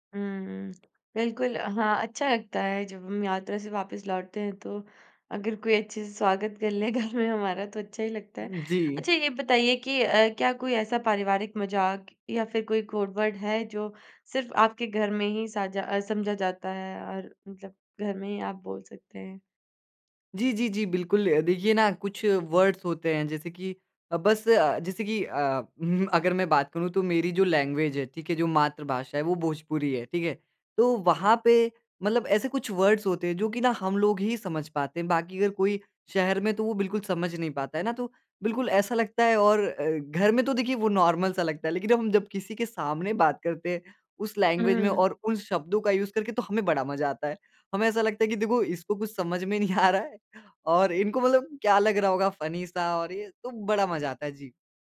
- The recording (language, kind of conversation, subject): Hindi, podcast, घर की छोटी-छोटी परंपराएँ कौन सी हैं आपके यहाँ?
- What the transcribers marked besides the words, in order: tapping; other background noise; laughing while speaking: "घर"; in English: "कोड वर्ड"; in English: "वर्ड्स"; in English: "लैंग्वेज"; in English: "वर्ड्स"; in English: "नॉर्मल"; in English: "लैंग्वेज"; in English: "यूज़"; laughing while speaking: "नहीं आ रहा है"; in English: "फनी"